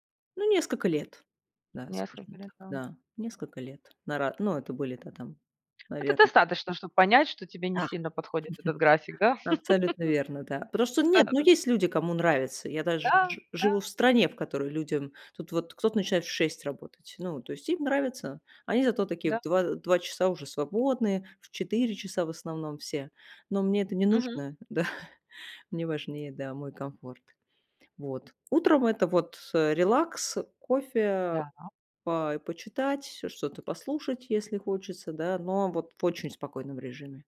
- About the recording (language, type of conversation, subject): Russian, podcast, Как ты организуешь сон, чтобы просыпаться бодрым?
- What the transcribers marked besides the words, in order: other background noise; tapping; chuckle; laugh; laughing while speaking: "Да-да"; laughing while speaking: "да"